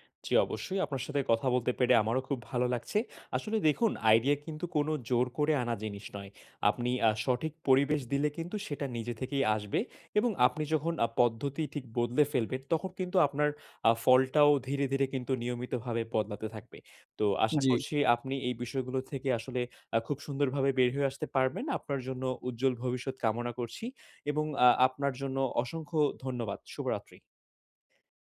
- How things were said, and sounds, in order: other background noise
- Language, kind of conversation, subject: Bengali, advice, ব্রেইনস্টর্মিং সেশনে আইডিয়া ব্লক দ্রুত কাটিয়ে উঠে কার্যকর প্রতিক্রিয়া কীভাবে নেওয়া যায়?